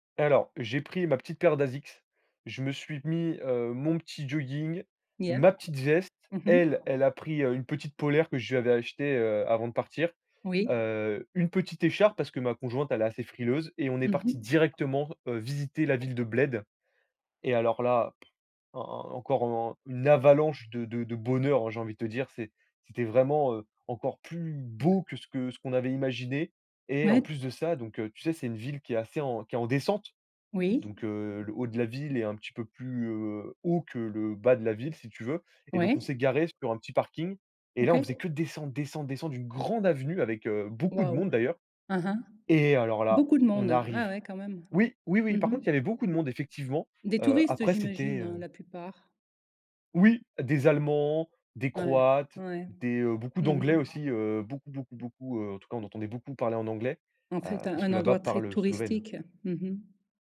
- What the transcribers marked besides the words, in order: in English: "Yeah"; other background noise; background speech; lip smack; stressed: "beau"; tapping
- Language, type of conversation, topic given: French, podcast, Peux-tu parler d’un lieu qui t’a permis de te reconnecter à la nature ?